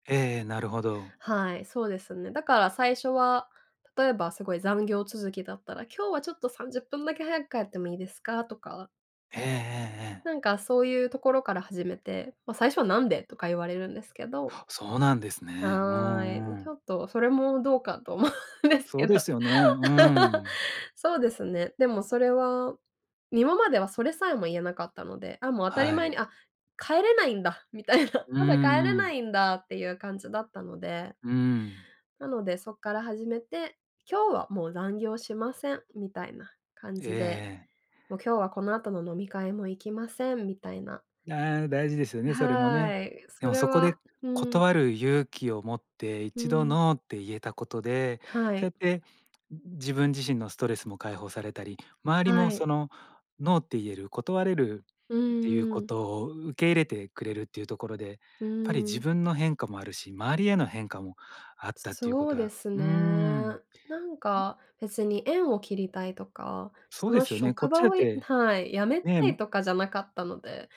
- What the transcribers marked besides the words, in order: laughing while speaking: "思うんですけど"; laugh; laughing while speaking: "みたいな"; other noise
- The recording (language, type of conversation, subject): Japanese, podcast, 自分を大事にするようになったきっかけは何ですか？